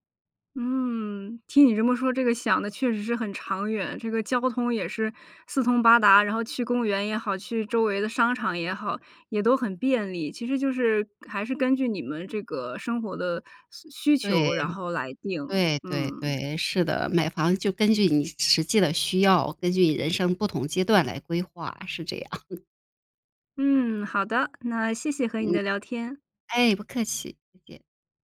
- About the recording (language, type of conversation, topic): Chinese, podcast, 你第一次买房的心路历程是怎样？
- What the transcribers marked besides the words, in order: cough